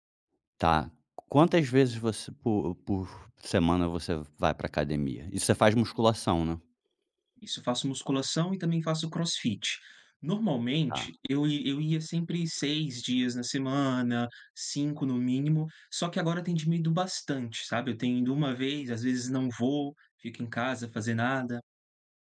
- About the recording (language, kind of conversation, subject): Portuguese, advice, Como posso manter a rotina de treinos e não desistir depois de poucas semanas?
- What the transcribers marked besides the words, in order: tapping